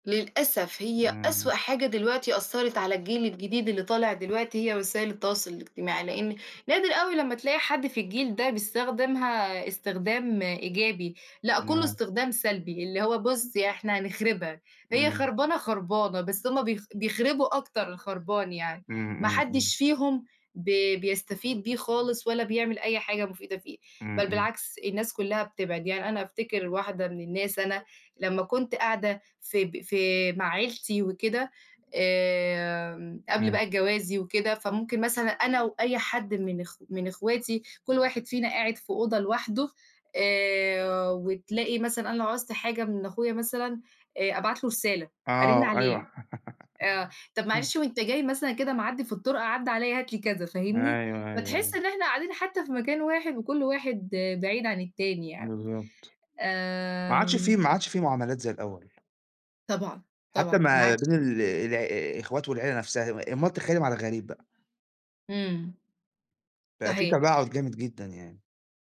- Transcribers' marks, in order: other background noise; tapping; laugh
- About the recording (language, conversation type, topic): Arabic, unstructured, إزاي تخلق ذكريات حلوة مع عيلتك؟